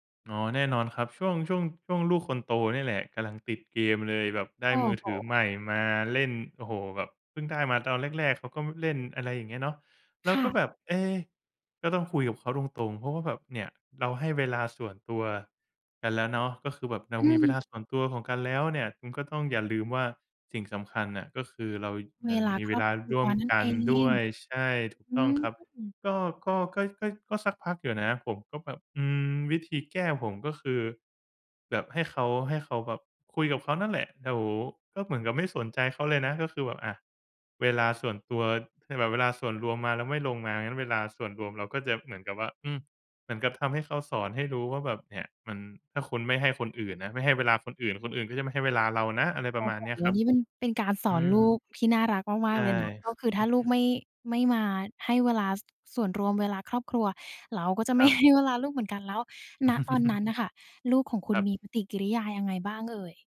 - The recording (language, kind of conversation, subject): Thai, podcast, มีพิธีกรรมแบบไหนในครอบครัวที่ทำแล้วรู้สึกอบอุ่นมากขึ้นเรื่อย ๆ บ้าง?
- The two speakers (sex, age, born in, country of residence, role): female, 20-24, Thailand, Thailand, host; male, 25-29, Thailand, Thailand, guest
- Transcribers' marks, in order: tapping; chuckle; other background noise